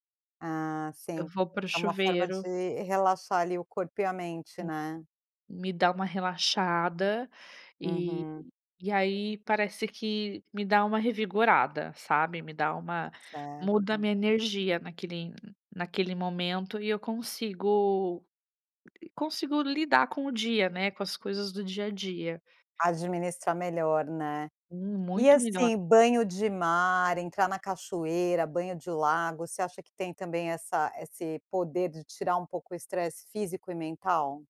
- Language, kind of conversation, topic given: Portuguese, podcast, O que você costuma fazer para aliviar o estresse rapidamente?
- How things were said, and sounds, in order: none